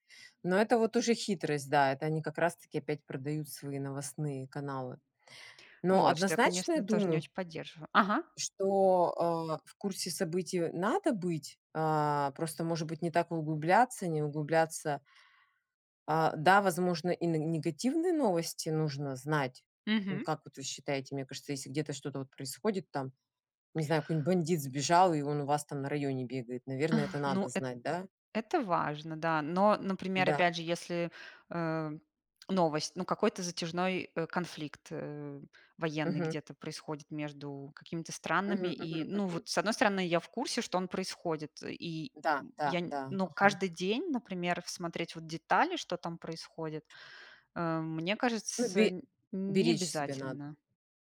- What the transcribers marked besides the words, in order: none
- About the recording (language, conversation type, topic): Russian, unstructured, Почему важно оставаться в курсе событий мира?